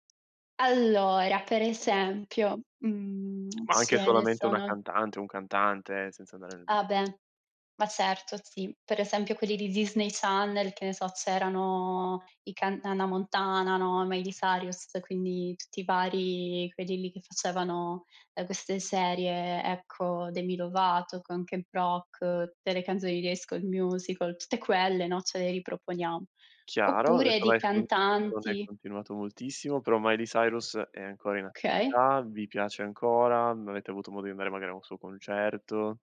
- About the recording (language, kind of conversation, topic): Italian, podcast, Qual è il primo ricordo musicale della tua infanzia?
- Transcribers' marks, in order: tapping; unintelligible speech; other background noise; "Okay" said as "kay"